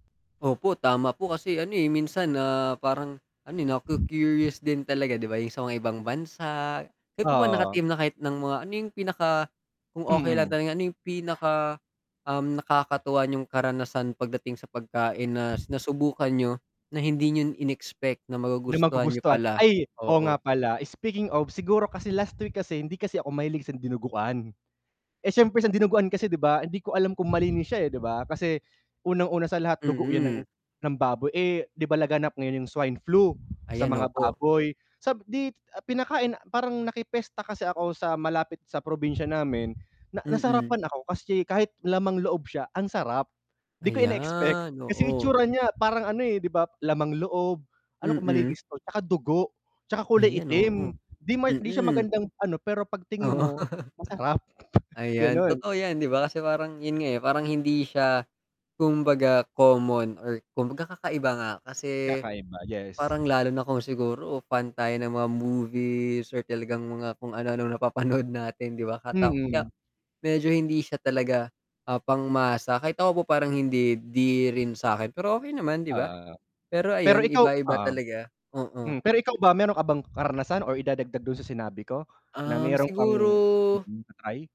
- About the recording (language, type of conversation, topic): Filipino, unstructured, Ano ang masasabi mo tungkol sa mga pagkaing hindi mukhang malinis?
- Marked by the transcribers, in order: mechanical hum; wind; static; tapping; other background noise; drawn out: "Ayan"; chuckle